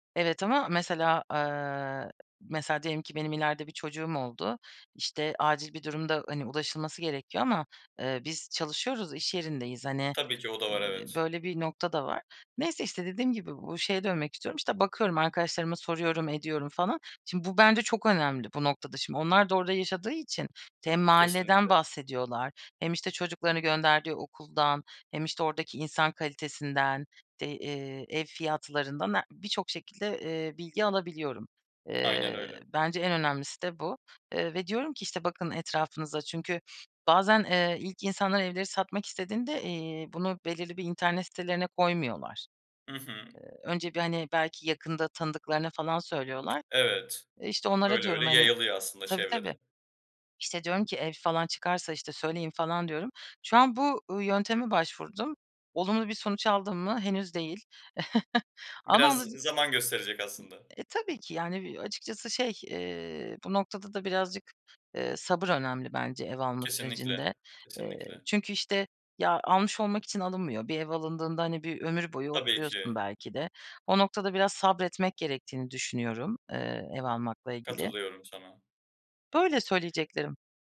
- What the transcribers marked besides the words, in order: tapping; other background noise; chuckle
- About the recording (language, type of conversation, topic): Turkish, podcast, Ev almak mı, kiralamak mı daha mantıklı sizce?